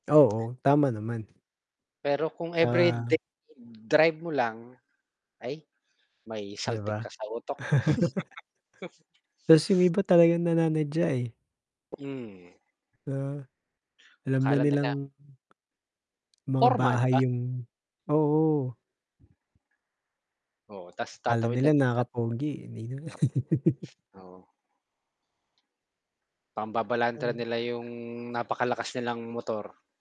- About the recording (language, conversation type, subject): Filipino, unstructured, Paano mo haharapin ang kapitbahay na palaging maingay?
- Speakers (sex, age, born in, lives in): male, 25-29, Philippines, United States; male, 40-44, Philippines, Philippines
- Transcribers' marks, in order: distorted speech; laugh; "utak" said as "utok"; chuckle; tapping; other background noise; mechanical hum; laugh